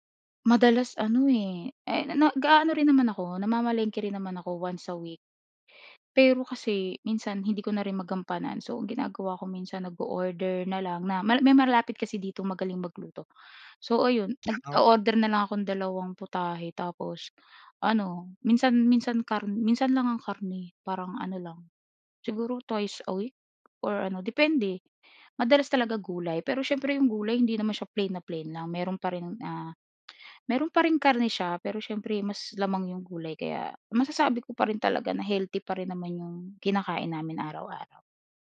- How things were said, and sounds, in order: other background noise
- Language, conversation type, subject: Filipino, podcast, Ano ang ginagawa mo para alagaan ang sarili mo kapag sobrang abala ka?